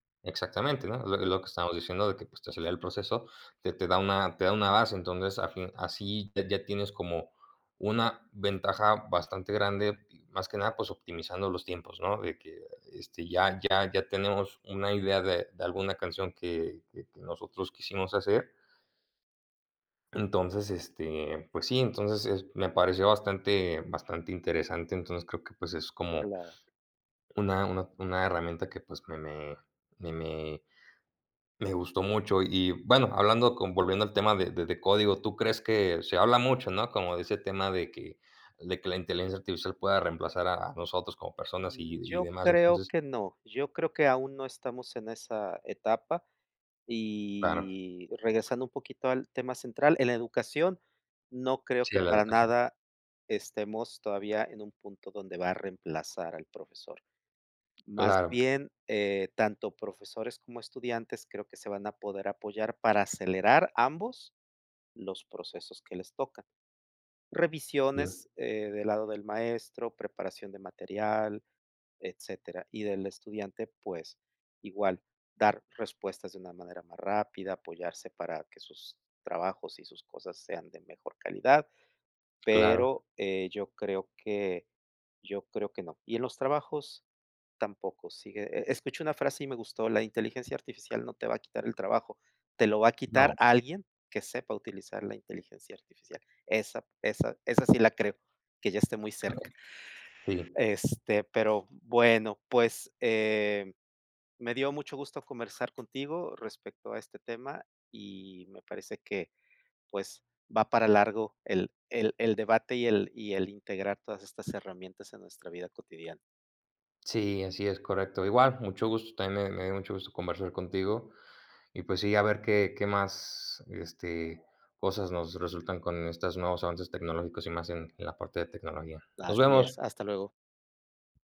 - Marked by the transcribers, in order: "inteligencia" said as "intelegencia"; other noise; other background noise
- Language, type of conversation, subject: Spanish, unstructured, ¿Cómo crees que la tecnología ha cambiado la educación?
- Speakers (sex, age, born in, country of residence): male, 20-24, Mexico, Mexico; male, 55-59, Mexico, Mexico